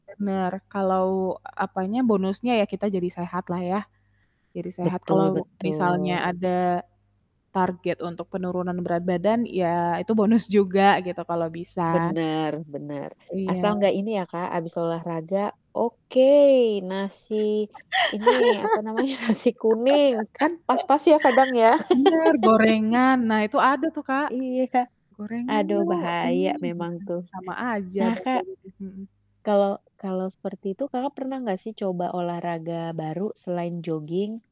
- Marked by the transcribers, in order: static; laugh; laughing while speaking: "namanya"; laugh; tapping; distorted speech; other background noise
- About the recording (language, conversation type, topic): Indonesian, unstructured, Menurutmu, olahraga apa yang paling menyenangkan?